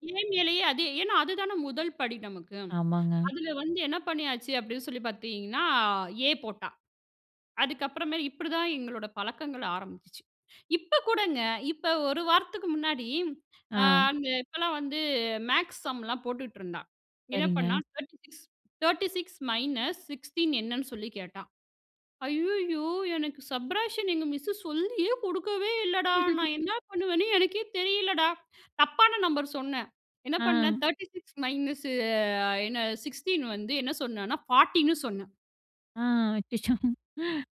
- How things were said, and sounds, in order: other background noise; in English: "மேக்ஸ் சம்லாம்"; in English: "தேர்ட்டி சிக்ஸ் தேர்ட்டி சிக்ஸ் மைனஸ் சிக்ஸ்டீன்"; in English: "சப்ட்றேக்ஷன்"; chuckle; in English: "தேர்ட்டி சிக்ஸ் மைனஸு"; in English: "சிக்ஸ்டீன்"; chuckle
- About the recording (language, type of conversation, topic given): Tamil, podcast, பிள்ளைகளின் வீட்டுப்பாடத்தைச் செய்ய உதவும்போது நீங்கள் எந்த அணுகுமுறையைப் பின்பற்றுகிறீர்கள்?